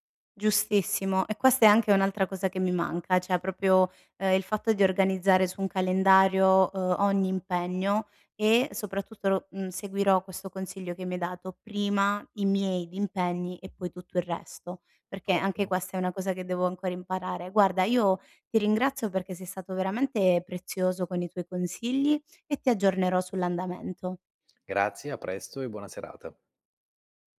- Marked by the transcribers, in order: "cioè" said as "ceh"; "proprio" said as "propio"; other background noise
- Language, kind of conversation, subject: Italian, advice, Come posso trovare tempo per i miei hobby quando lavoro e ho una famiglia?